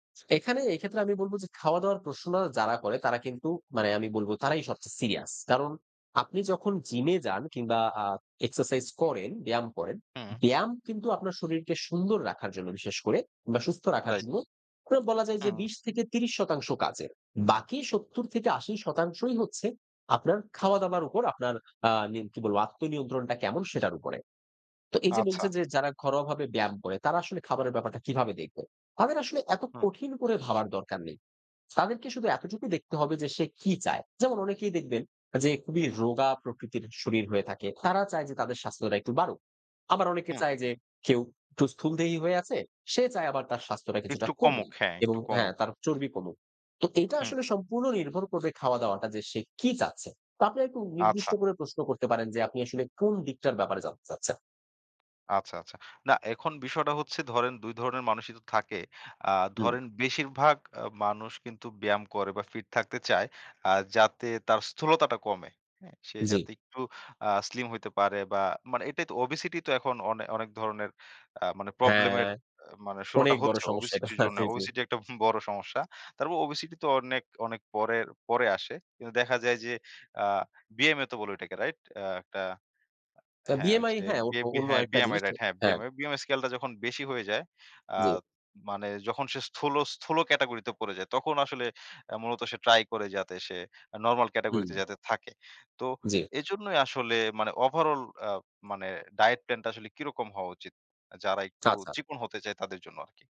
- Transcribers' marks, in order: none
- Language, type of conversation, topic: Bengali, podcast, ঘরে বসে সহজভাবে ফিট থাকার জন্য আপনার পরামর্শ কী?